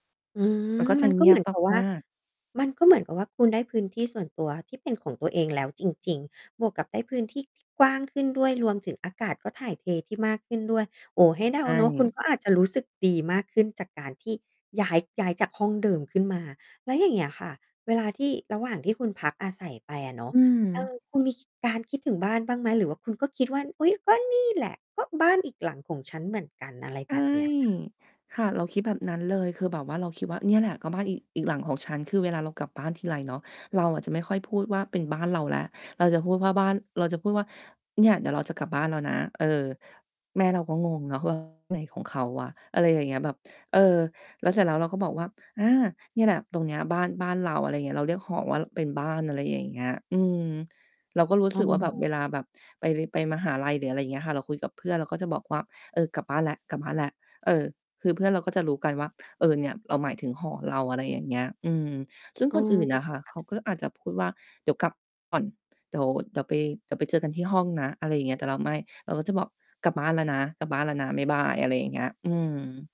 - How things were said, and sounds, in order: mechanical hum; other background noise; distorted speech; tapping
- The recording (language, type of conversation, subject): Thai, podcast, คุณเคยมีประสบการณ์อะไรที่ทำให้รู้สึกว่า “นี่แหละบ้าน” ไหม?